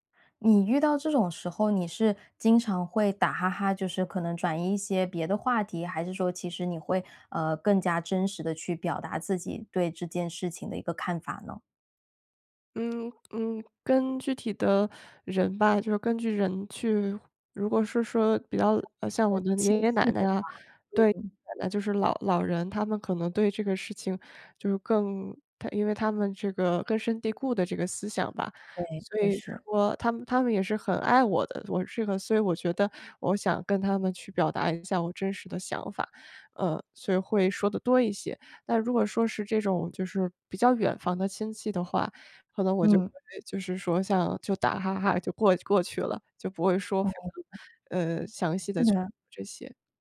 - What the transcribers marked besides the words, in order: other noise
- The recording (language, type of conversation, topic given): Chinese, advice, 如何在家庭传统与个人身份之间的冲突中表达真实的自己？